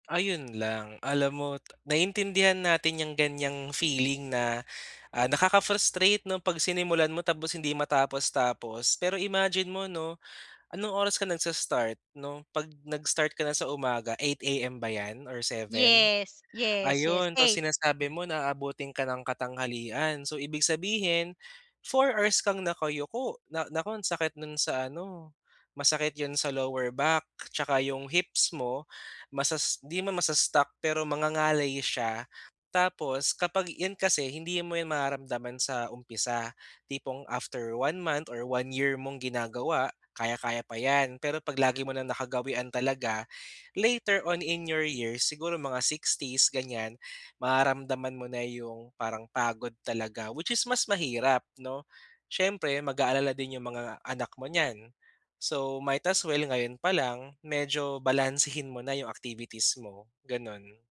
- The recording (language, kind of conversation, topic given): Filipino, advice, Paano ako maglalaan ng oras tuwing umaga para sa sariling pag-aalaga?
- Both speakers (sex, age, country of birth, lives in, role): female, 55-59, Philippines, Philippines, user; male, 25-29, Philippines, Philippines, advisor
- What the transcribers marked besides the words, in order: in English: "nakaka-frustrate"; throat clearing; in English: "lower back"; in English: "hips"; in English: "masas-stuck"; in English: "after one month or one year"; in English: "later on in your years"; in English: "Which is"; in English: "might as well"